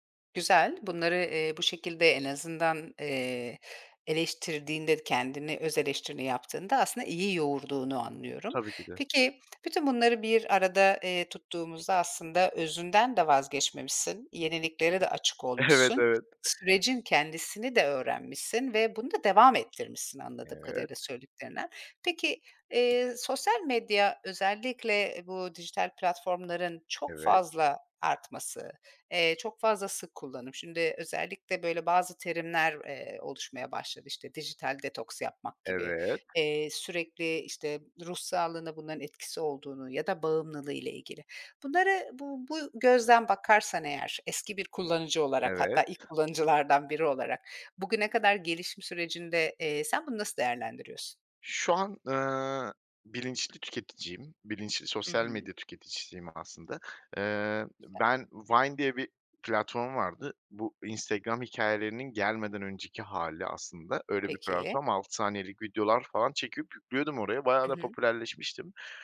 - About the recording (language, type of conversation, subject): Turkish, podcast, Sosyal medyanın ruh sağlığı üzerindeki etkisini nasıl yönetiyorsun?
- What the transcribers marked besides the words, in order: laughing while speaking: "Evet, evet"; other background noise; tapping